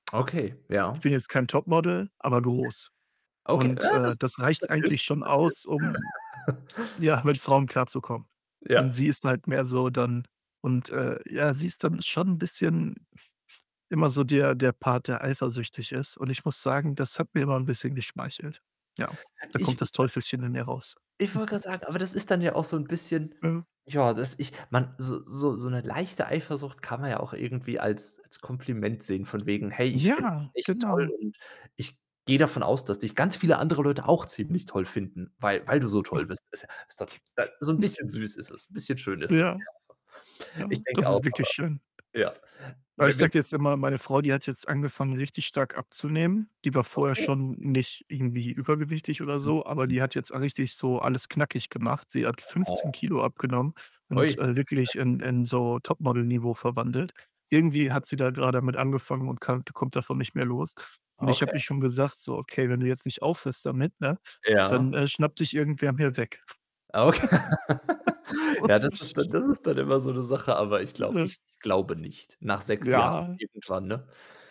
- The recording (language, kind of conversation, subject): German, unstructured, Wie gehst du mit Eifersucht in einer Partnerschaft um?
- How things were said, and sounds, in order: static; laugh; chuckle; distorted speech; giggle; other background noise; chuckle; snort; unintelligible speech; laughing while speaking: "Okay"; laugh; laughing while speaking: "So ist"; laugh; unintelligible speech